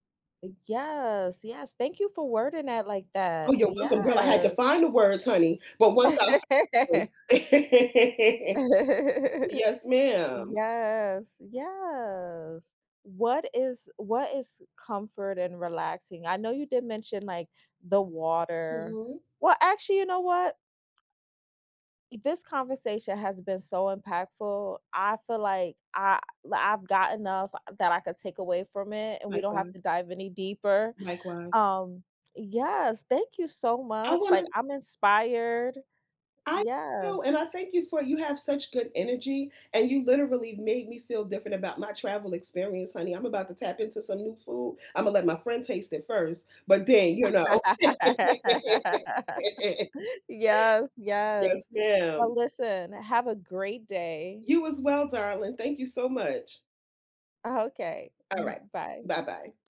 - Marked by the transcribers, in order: other background noise; laugh; laugh; drawn out: "Yes, yes"; laugh; laugh; laugh; tapping
- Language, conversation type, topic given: English, unstructured, What travel vibe fits you best—soaking up scenery by train, hopping flights, or road-tripping?
- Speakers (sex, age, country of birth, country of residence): female, 40-44, United States, United States; female, 45-49, United States, United States